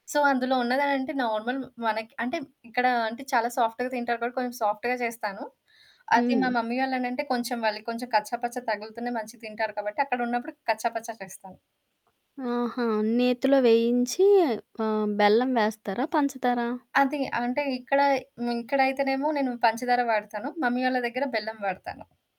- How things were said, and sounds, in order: static; in English: "సో"; in English: "నార్మల్"; in English: "సాఫ్ట్‌గా"; in English: "సాఫ్ట్‌గా"; in English: "మమ్మీ"; other background noise; in English: "మమ్మీ"
- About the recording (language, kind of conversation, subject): Telugu, podcast, ఒంటరిగా ఉండటం మీకు భయం కలిగిస్తుందా, లేక ప్రశాంతతనిస్తుందా?